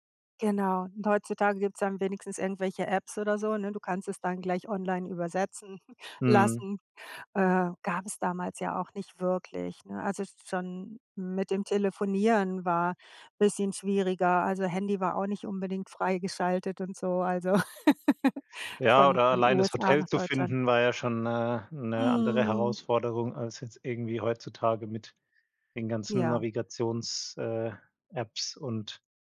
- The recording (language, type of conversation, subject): German, podcast, Welche Reisepanne ist dir in Erinnerung geblieben?
- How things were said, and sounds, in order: chuckle; laugh